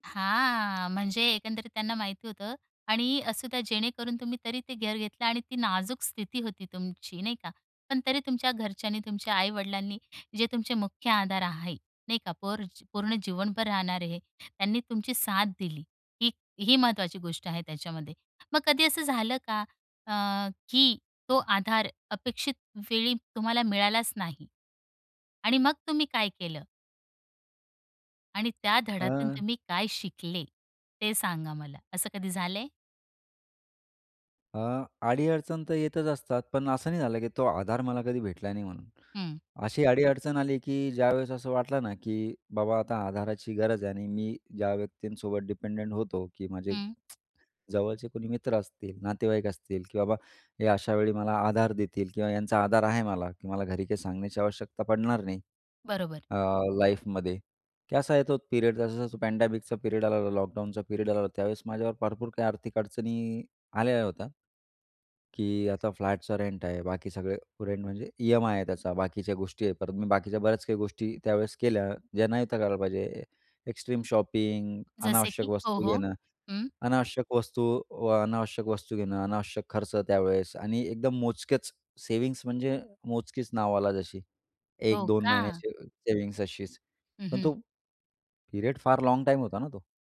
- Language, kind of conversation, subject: Marathi, podcast, तुमच्या आयुष्यातला मुख्य आधार कोण आहे?
- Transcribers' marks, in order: drawn out: "हां"; other background noise; in English: "डिपेंडेंट"; lip smack; in English: "लाईफमध्ये"; in English: "पिरेड"; in English: "पॅडॅमिकचा पिरेड"; in English: "पिरेड"; in English: "रेंट"; in English: "रेंट"; in English: "एक्स्ट्रीम शॉपिंग"; in English: "सेव्हिंग्स"; in English: "सेविंग्स"; in English: "पिरेड"; in English: "लाँग"